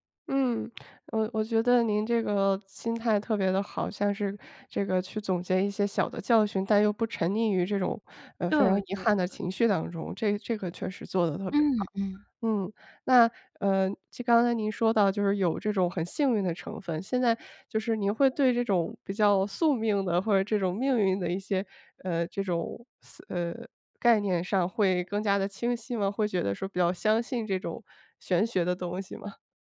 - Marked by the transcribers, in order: none
- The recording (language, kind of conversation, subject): Chinese, podcast, 有没有过一次错过反而带来好运的经历？